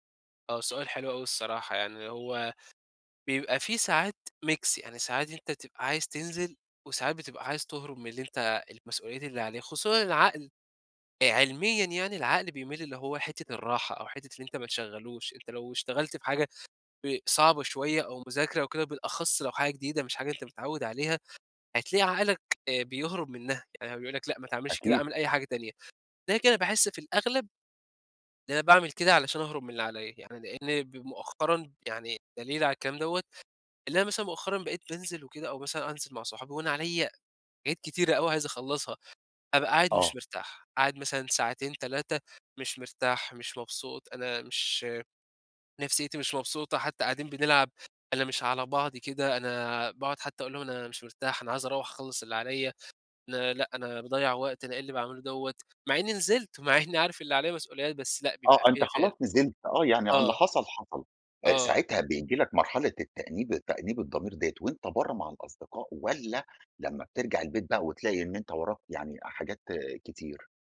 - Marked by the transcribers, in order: other street noise; in English: "ميكس"; laughing while speaking: "مع إني عارف"
- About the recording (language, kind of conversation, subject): Arabic, podcast, إزاي بتتعامل مع الإحساس إنك بتضيّع وقتك؟